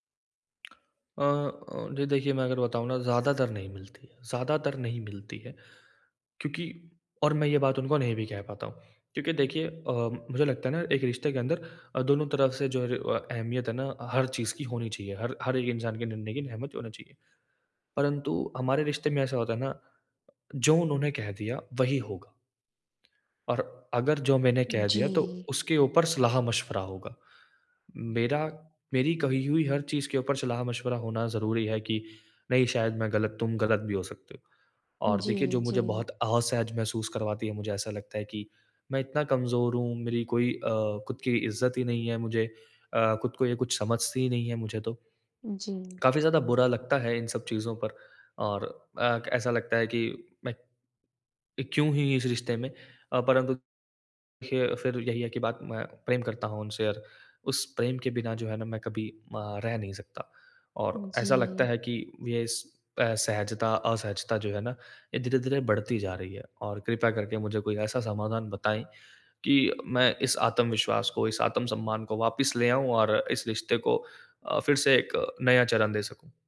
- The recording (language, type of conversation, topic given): Hindi, advice, अपने रिश्ते में आत्म-सम्मान और आत्मविश्वास कैसे बढ़ाऊँ?
- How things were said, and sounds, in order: tongue click